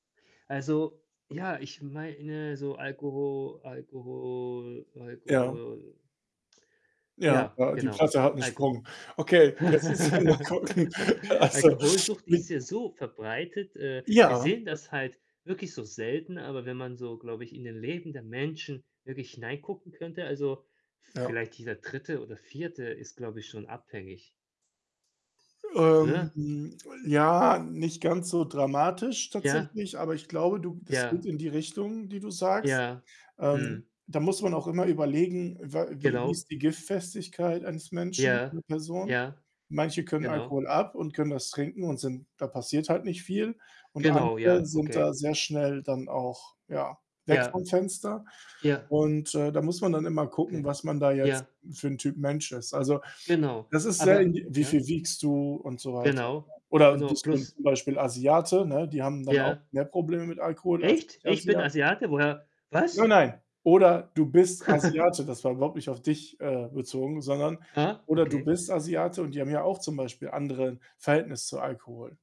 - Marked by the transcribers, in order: laugh; tapping; laughing while speaking: "jetzt müssen wir mal gucken, also"; other background noise; distorted speech; surprised: "was?"; chuckle
- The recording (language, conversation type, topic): German, unstructured, Welche Trends zeichnen sich bei Weihnachtsgeschenken für Mitarbeiter ab?